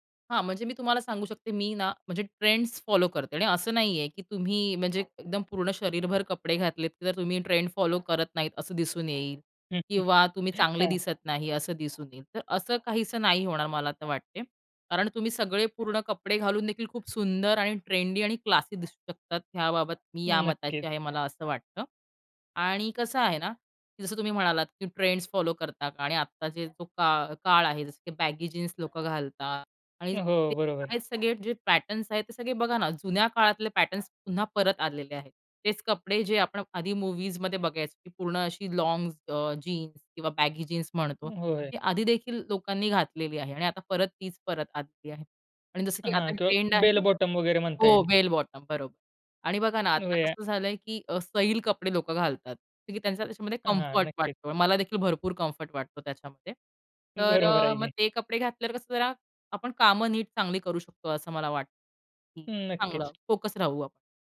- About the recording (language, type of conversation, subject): Marathi, podcast, कपड्यांमधून तू स्वतःला कसं मांडतोस?
- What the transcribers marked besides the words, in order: in English: "फॉलो"; tapping; in English: "फॉलो"; chuckle; in English: "क्लासी"; in English: "फॉलो"; in English: "बॅगी"; in English: "पॅटर्न्स"; in English: "पॅटर्न्स"; in English: "लॉन्ग्स"; in English: "बॅगी"; in English: "बेल बॉटम"; in English: "बेल बॉटम"; unintelligible speech; in English: "कम्फर्ट"; in English: "कम्फर्ट"; laughing while speaking: "बरोबर आहे की"